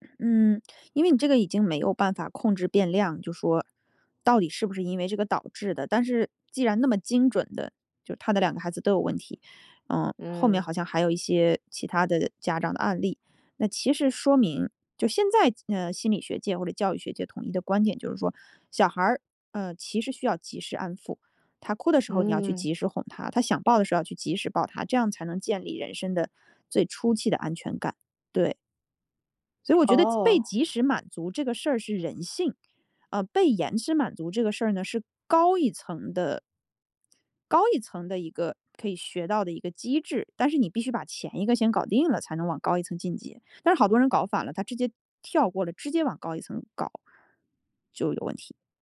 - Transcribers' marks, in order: none
- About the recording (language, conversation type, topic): Chinese, podcast, 你怎样教自己延迟满足？